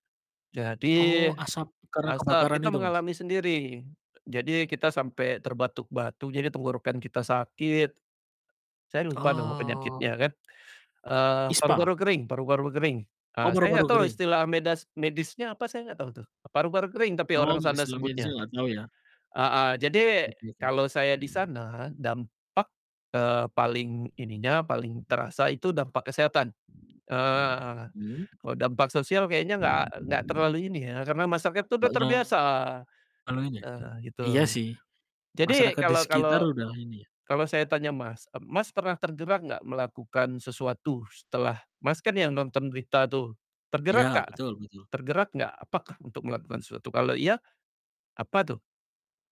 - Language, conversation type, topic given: Indonesian, unstructured, Apa yang kamu rasakan saat melihat berita tentang kebakaran hutan?
- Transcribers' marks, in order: tapping; distorted speech; unintelligible speech